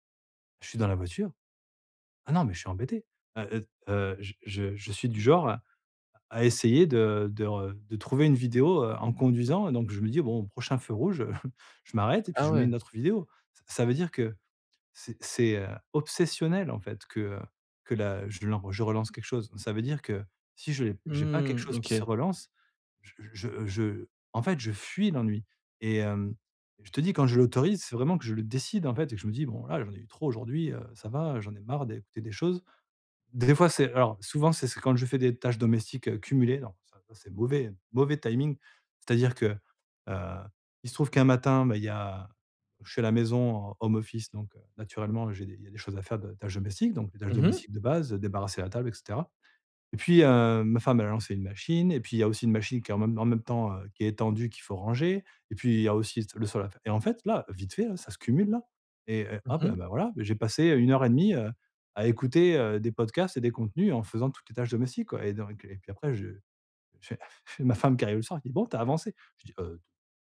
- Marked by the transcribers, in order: other background noise; tapping; chuckle; stressed: "obsessionnel"; stressed: "fuis"; drawn out: "Mmh"; stressed: "D des fois"; in English: "home office"; drawn out: "heu"
- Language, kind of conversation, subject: French, advice, Comment apprendre à accepter l’ennui pour mieux me concentrer ?